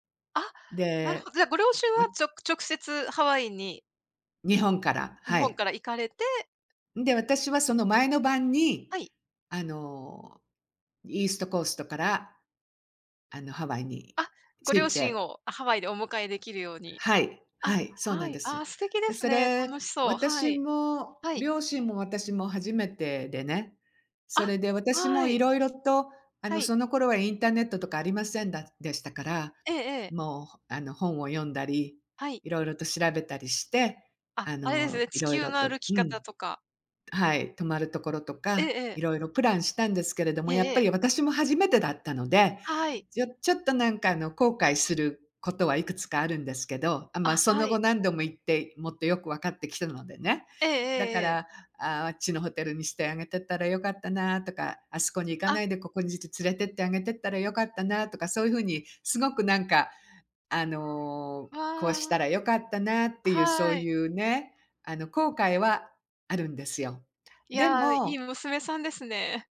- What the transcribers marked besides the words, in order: none
- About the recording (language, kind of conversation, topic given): Japanese, unstructured, 懐かしい場所を訪れたとき、どんな気持ちになりますか？